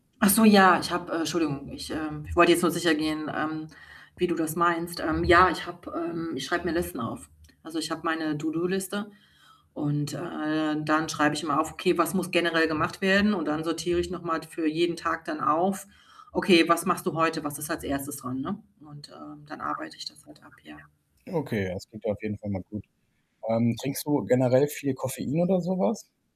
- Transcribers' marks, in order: mechanical hum; other background noise; unintelligible speech; tapping; background speech; static
- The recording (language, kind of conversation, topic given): German, advice, Was kann mir helfen, abends besser abzuschalten und zur Ruhe zu kommen?